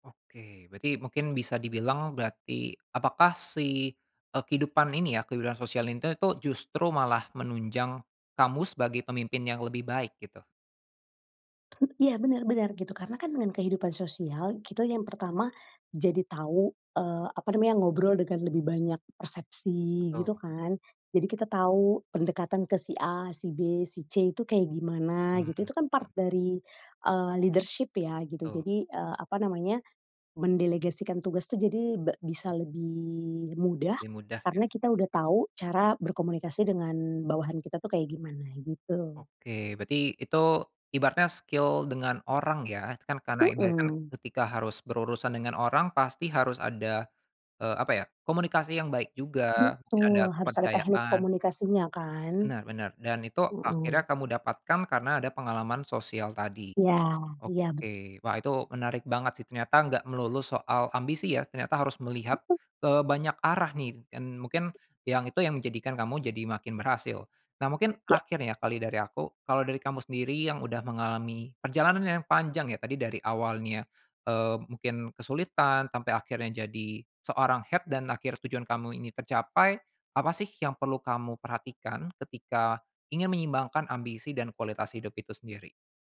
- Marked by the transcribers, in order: other background noise; "kita" said as "kito"; in English: "part"; in English: "leadership"; in English: "skill"; in English: "head"
- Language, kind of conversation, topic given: Indonesian, podcast, Bagaimana kita menyeimbangkan ambisi dan kualitas hidup saat mengejar kesuksesan?